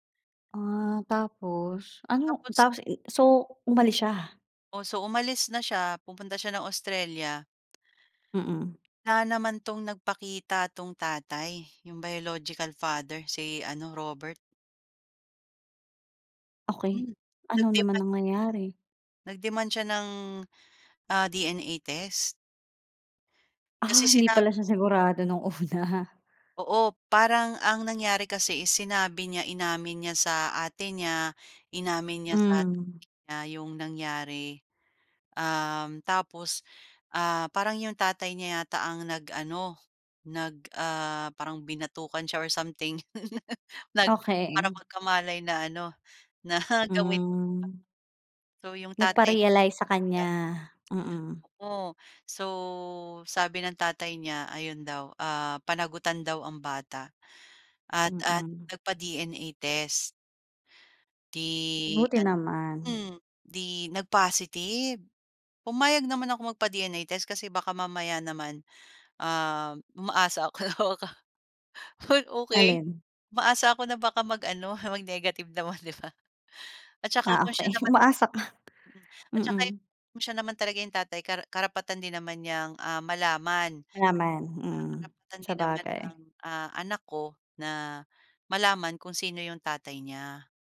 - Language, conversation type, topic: Filipino, podcast, May tao bang biglang dumating sa buhay mo nang hindi mo inaasahan?
- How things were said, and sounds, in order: other background noise; tapping; in English: "nag-demand"; in English: "Nag-demand"; laughing while speaking: "nung una"; unintelligible speech; laugh; laughing while speaking: "na"; in English: "Nagpa-realize"; unintelligible speech; fan; laughing while speaking: "ako na baka 'wag"; in English: "mag-negative"; laughing while speaking: "naman, 'di ba?"; laughing while speaking: "umaasa ka?"